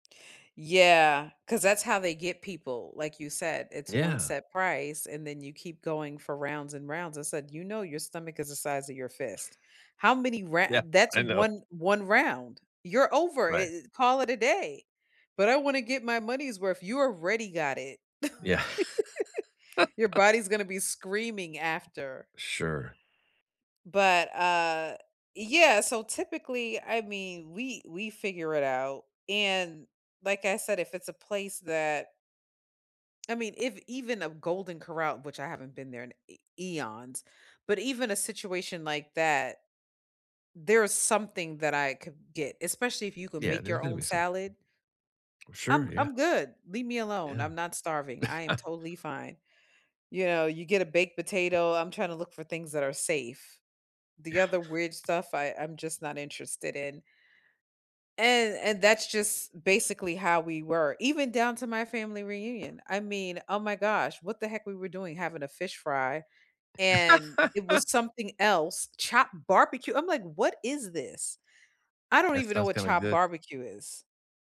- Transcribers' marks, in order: other background noise; laughing while speaking: "Yeah"; chuckle; tapping; chuckle; laugh
- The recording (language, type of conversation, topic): English, unstructured, How can you keep a travel group from turning every meal into a debate about where to eat?
- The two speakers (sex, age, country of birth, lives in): female, 45-49, United States, United States; male, 55-59, United States, United States